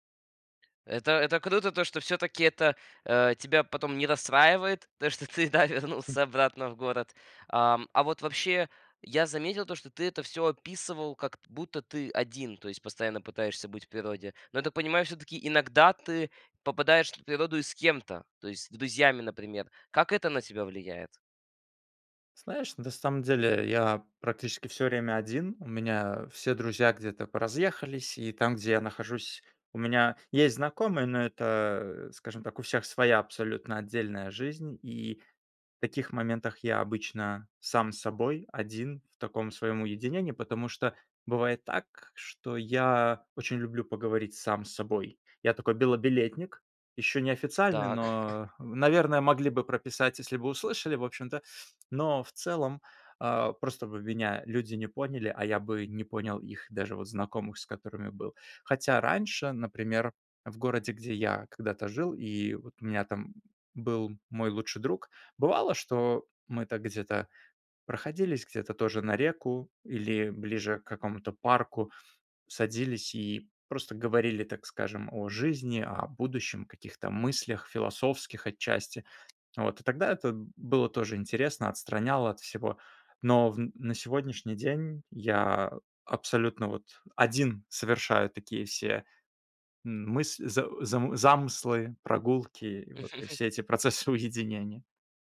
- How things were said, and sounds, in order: laughing while speaking: "ты, да, вернулся"; other background noise; chuckle; tapping; laugh
- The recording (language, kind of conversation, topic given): Russian, podcast, Как природа влияет на твоё настроение?